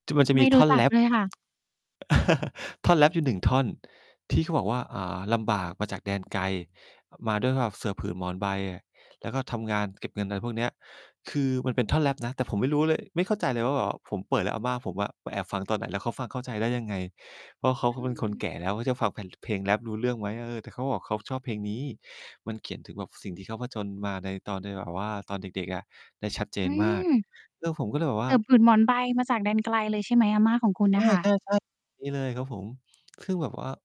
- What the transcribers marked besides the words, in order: tapping; chuckle; distorted speech; mechanical hum
- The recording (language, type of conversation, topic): Thai, advice, คุณรู้สึกเครียดจากการต้องดูแลผู้สูงอายุที่บ้านอย่างไรบ้าง?